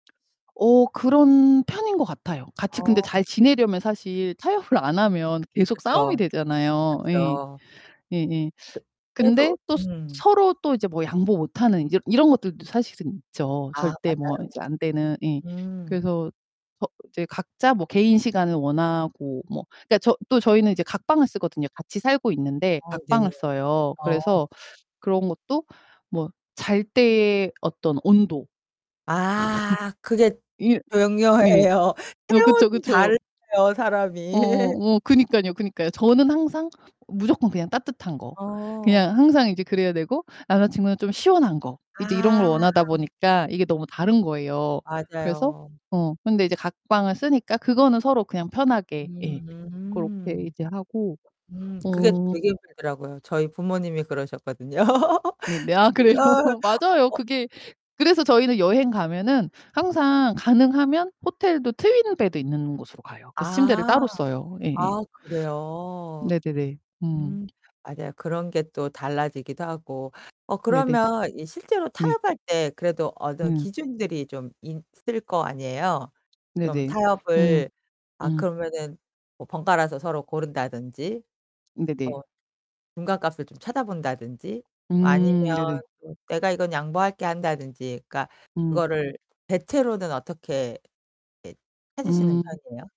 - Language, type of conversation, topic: Korean, podcast, 서로 취향이 안 맞을 때는 어떻게 조율하시나요?
- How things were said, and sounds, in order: other background noise; distorted speech; laughing while speaking: "타협을"; laughing while speaking: "중요해요"; laugh; laughing while speaking: "그쵸, 그쵸"; laugh; static; laugh; laughing while speaking: "아, 그래요?"